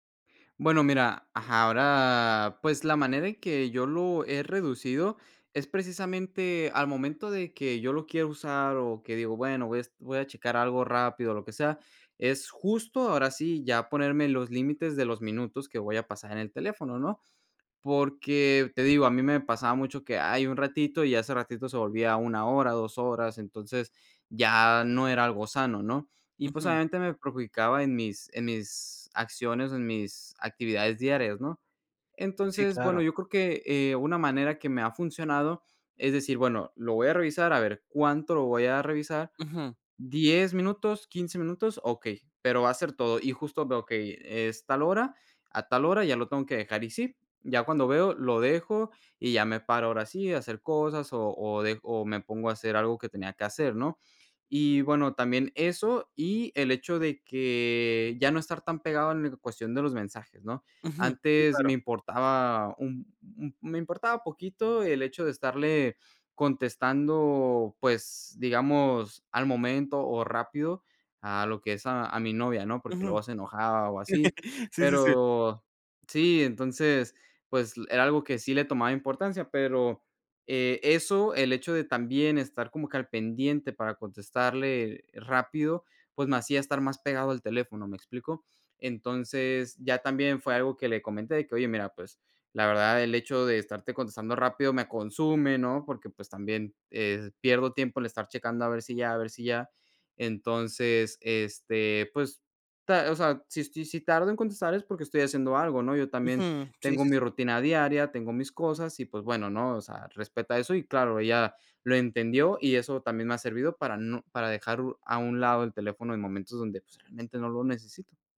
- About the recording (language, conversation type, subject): Spanish, podcast, ¿Te pasa que miras el celular sin darte cuenta?
- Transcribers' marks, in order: chuckle